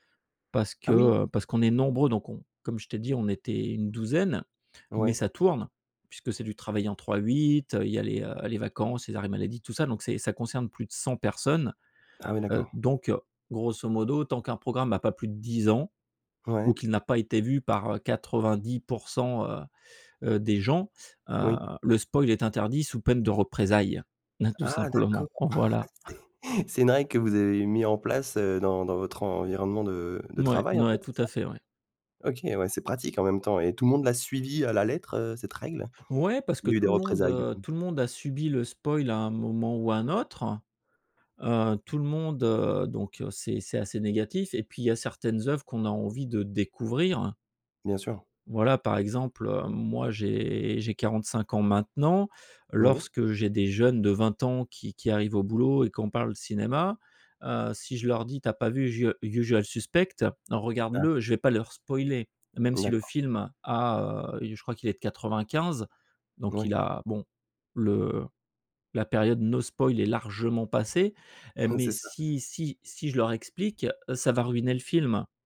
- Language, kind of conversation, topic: French, podcast, Pourquoi les spoilers gâchent-ils tant les séries ?
- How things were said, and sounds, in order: surprised: "Ah oui ?"; in English: "spoil"; stressed: "représailles"; chuckle; other background noise; laughing while speaking: "ah c'est"; in English: "spoil"; in English: "no spoil"; stressed: "largement"; chuckle